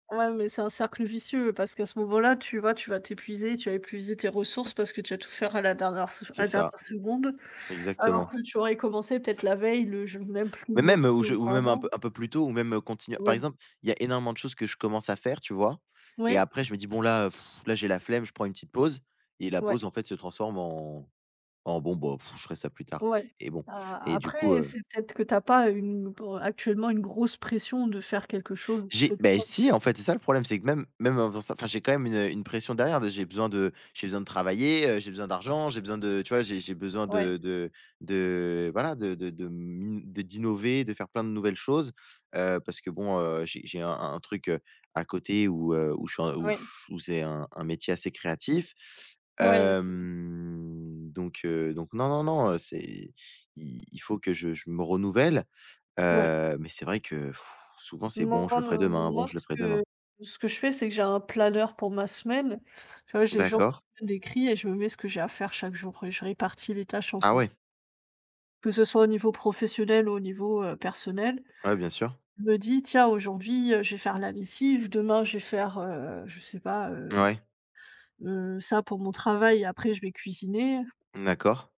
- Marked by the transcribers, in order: unintelligible speech; unintelligible speech; drawn out: "Hem"; sigh; tapping
- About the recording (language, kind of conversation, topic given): French, unstructured, Quelles sont les conséquences de la procrastination sur votre réussite ?